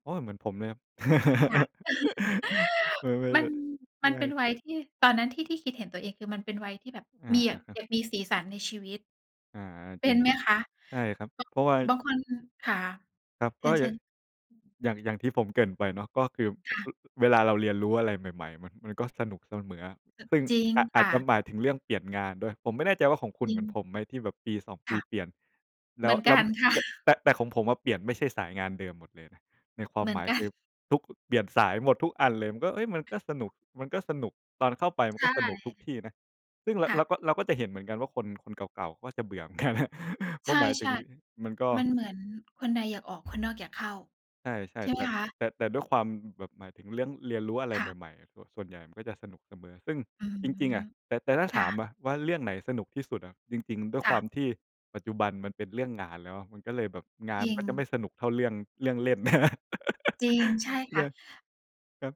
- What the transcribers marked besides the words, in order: laugh; laughing while speaking: "ไม่ ไม่ ไม่"; tapping; laughing while speaking: "ค่ะ"; laughing while speaking: "กัน"; laughing while speaking: "กัน"; laugh; laughing while speaking: "เรื่อง"
- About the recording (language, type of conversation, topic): Thai, unstructured, การเรียนรู้ที่สนุกที่สุดในชีวิตของคุณคืออะไร?